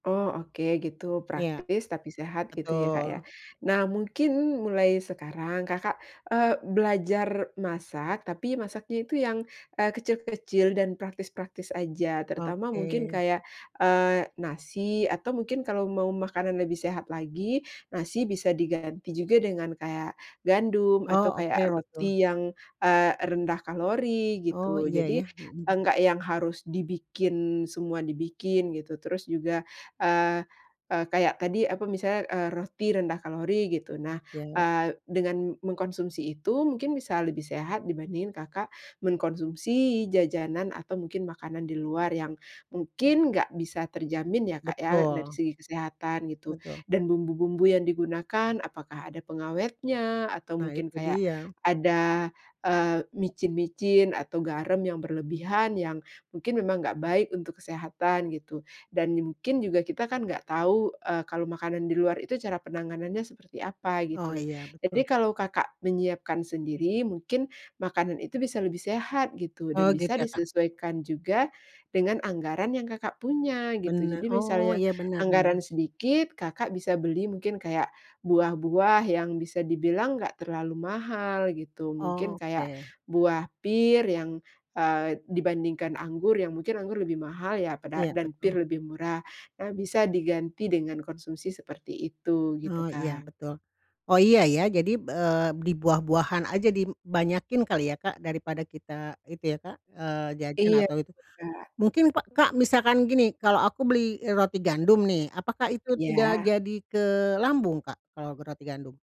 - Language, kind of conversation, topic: Indonesian, advice, Bagaimana cara makan sehat dengan anggaran belanja yang terbatas?
- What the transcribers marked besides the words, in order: tapping; other background noise